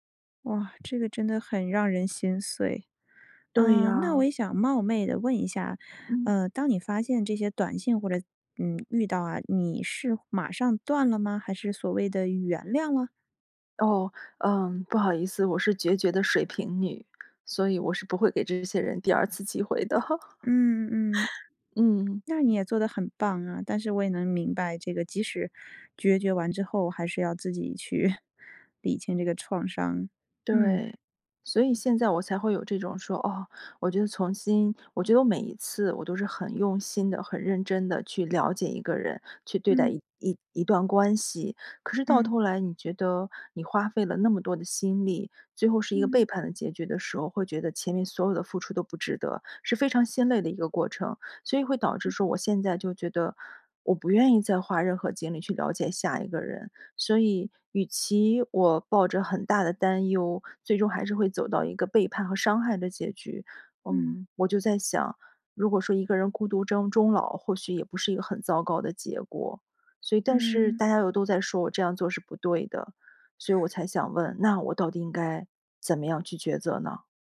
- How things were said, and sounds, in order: tapping; other background noise; laugh; chuckle
- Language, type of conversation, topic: Chinese, advice, 过去恋情失败后，我为什么会害怕开始一段新关系？